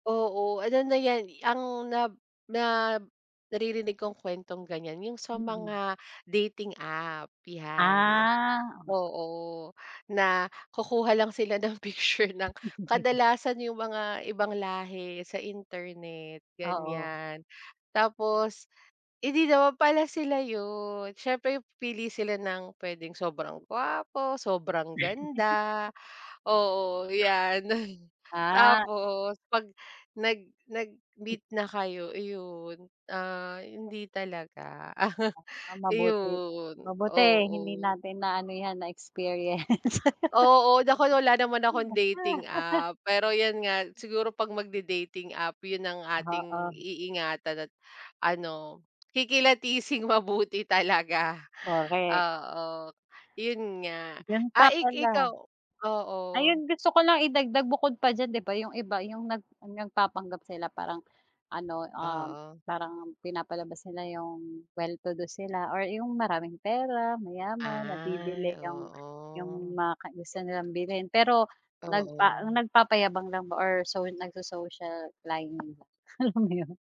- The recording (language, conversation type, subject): Filipino, unstructured, Ano ang palagay mo sa paraan ng pagpapakita ng sarili sa sosyal na midya?
- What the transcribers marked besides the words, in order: laugh; laugh; other background noise; laugh; laugh; laughing while speaking: "kikilatising mabuti talaga"